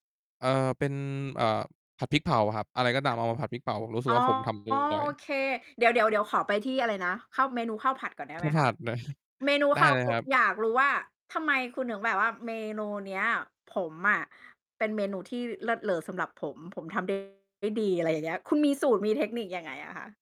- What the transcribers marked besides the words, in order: distorted speech; mechanical hum; "คือ" said as "กือ"
- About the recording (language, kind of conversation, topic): Thai, podcast, ทำอาหารเองแล้วคุณรู้สึกอย่างไรบ้าง?